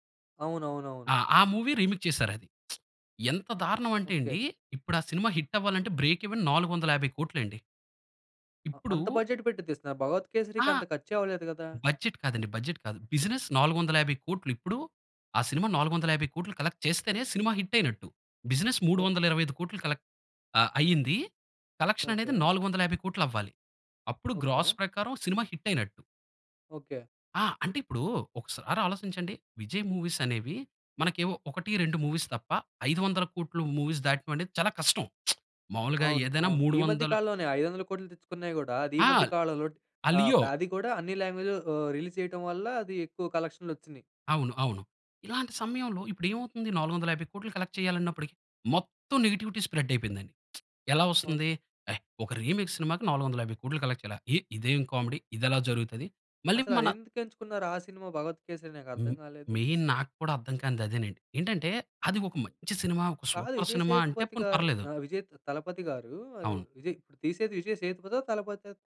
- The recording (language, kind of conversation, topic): Telugu, podcast, సినిమా రీమేక్స్ అవసరమా లేక అసలే మేలేనా?
- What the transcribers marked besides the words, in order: in English: "మూవీ రీమేక్"; lip smack; in English: "హిట్"; in English: "బ్రేక్ ఈవెన్"; in English: "బడ్జెట్"; in English: "బడ్జెట్"; in English: "బడ్జెట్"; in English: "బిజినెస్"; in English: "కలెక్ట్"; in English: "హిట్"; in English: "బిజినెస్"; in English: "కలెక్ట్"; in English: "కలెక్షన్"; in English: "గ్రాస్"; in English: "హిట్"; in English: "మూవీస్"; in English: "మూవీస్"; in English: "మూవీస్"; lip smack; in English: "లాంగ్వేజ్‌లో"; in English: "రిలీజ్"; in English: "కలెక్ట్"; in English: "స్ప్రెడ్"; lip smack; in English: "రీమేక్"; in English: "కలెక్ట్"; in English: "కామెడీ"; in English: "మెయిన్"; in English: "సూపర్"